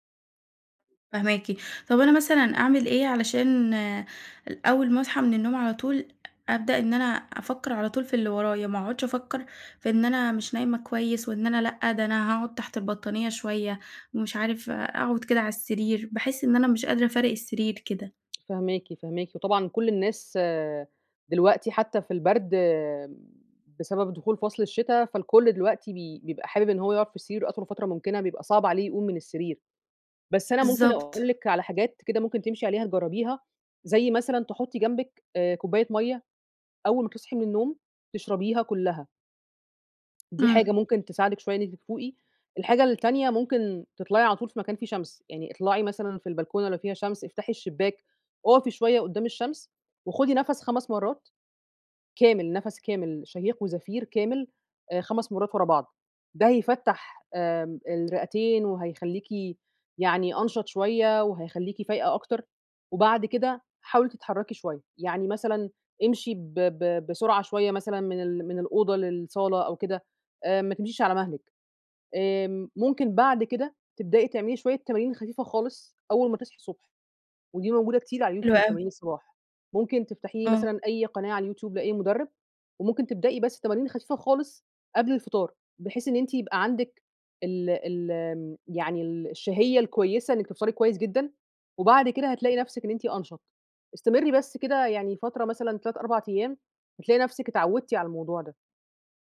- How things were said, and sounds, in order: tapping; unintelligible speech
- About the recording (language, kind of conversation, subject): Arabic, advice, ليه بصحى تعبان رغم إني بنام كويس؟